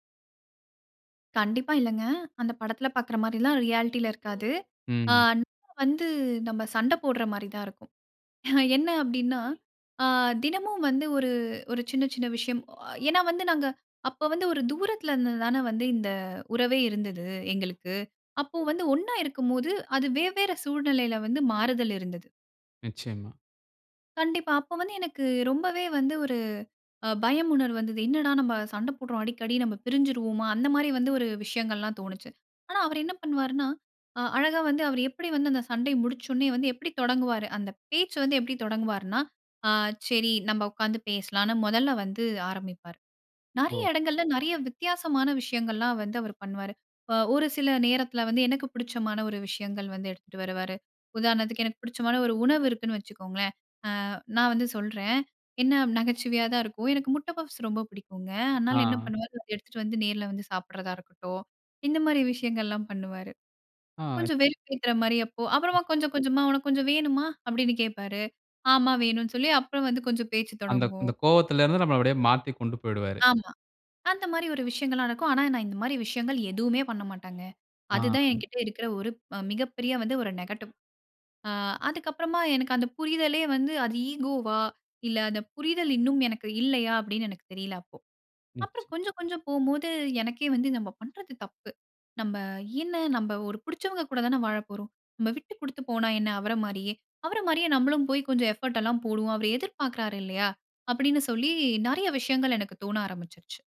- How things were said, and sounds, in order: in English: "ரியாலிட்டில"; chuckle; afraid: "அப்போ வந்து எனக்கு ரொம்பவே வந்து ஒரு பயம் உணர்வு வந்தது"; chuckle; other noise; unintelligible speech; in English: "நெகட்டிவ்"; in English: "ஈகோவா"; in English: "எஃபோர்ட்"
- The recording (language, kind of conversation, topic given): Tamil, podcast, தீவிரமான சண்டைக்குப் பிறகு உரையாடலை எப்படி தொடங்குவீர்கள்?